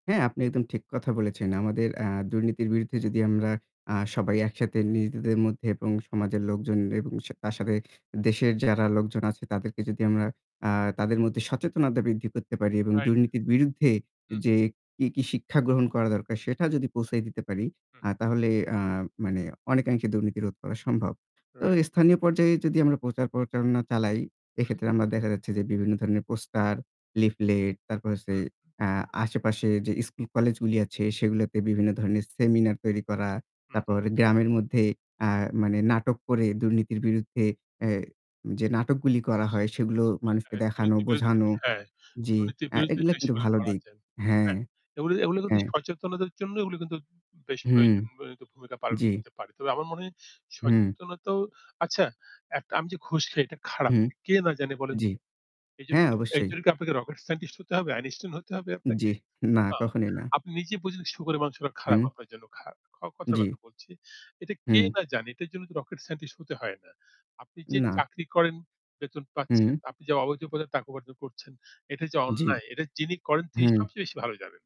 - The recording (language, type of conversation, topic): Bengali, unstructured, সম্প্রদায়ের মধ্যে দুর্নীতির সমস্যা কীভাবে কমানো যায়?
- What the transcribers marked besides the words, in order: distorted speech; "প্রচারনা" said as "প্রচালনা"; static; "জিনিস" said as "দিদিস"; horn; unintelligible speech; other background noise